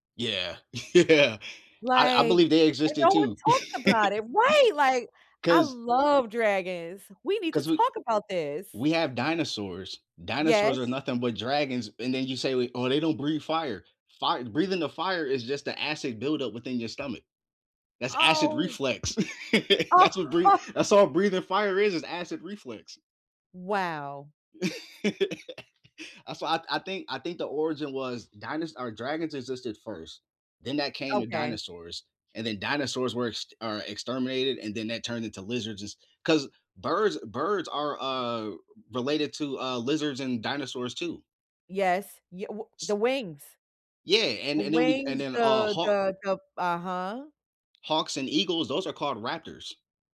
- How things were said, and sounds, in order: laughing while speaking: "Yeah"; stressed: "Right"; laugh; stressed: "talk"; laugh; laughing while speaking: "Oh, huh"; laugh; other background noise
- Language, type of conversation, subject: English, unstructured, How do discoveries change the way we see the world?
- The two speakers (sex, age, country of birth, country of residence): female, 40-44, United States, United States; male, 30-34, United States, United States